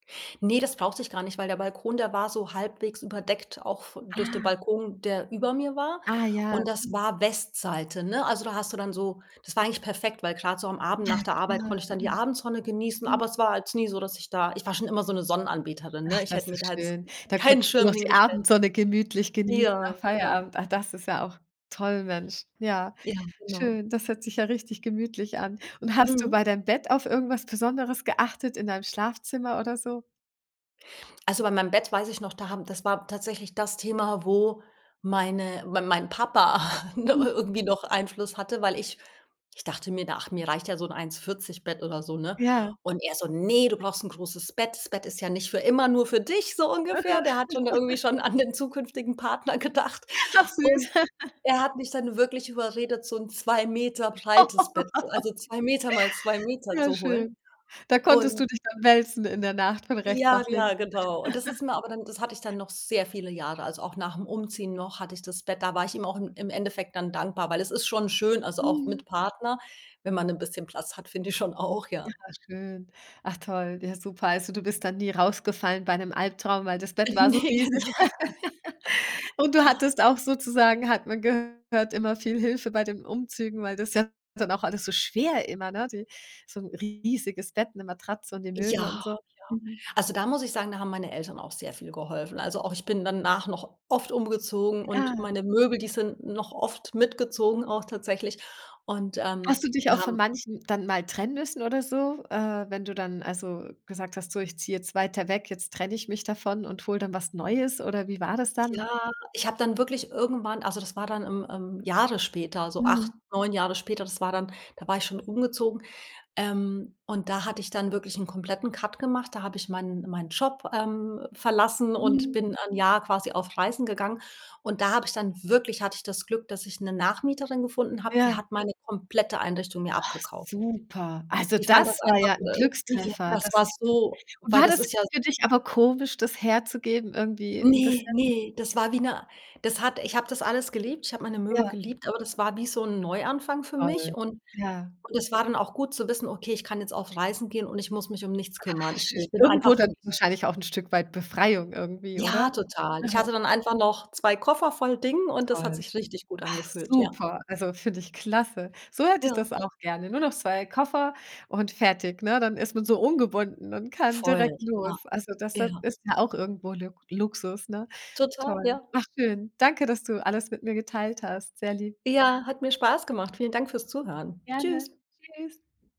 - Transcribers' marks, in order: other noise; snort; chuckle; joyful: "dich. So ungefähr"; laughing while speaking: "an"; laughing while speaking: "Ach süß"; chuckle; laughing while speaking: "gedacht"; laugh; chuckle; joyful: "finde ich schon auch, ja"; laughing while speaking: "Ne genau"; laugh; chuckle
- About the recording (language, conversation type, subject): German, podcast, Wann hast du dich zum ersten Mal wirklich zu Hause gefühlt?